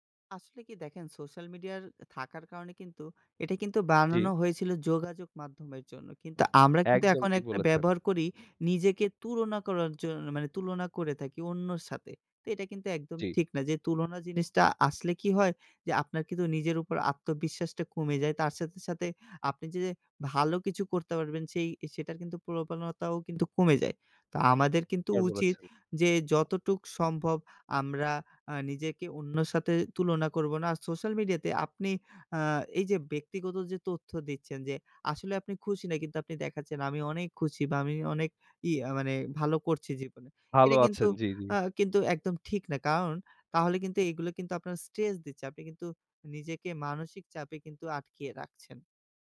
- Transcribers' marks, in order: "তুলনা" said as "তুরোনা"; "প্রবণতাও" said as "পু্রপালনাতাও"; tapping; in English: "স্ট্রেস"
- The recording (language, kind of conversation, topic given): Bengali, podcast, সোশ্যাল মিডিয়া আপনার মনোযোগ কীভাবে কেড়ে নিচ্ছে?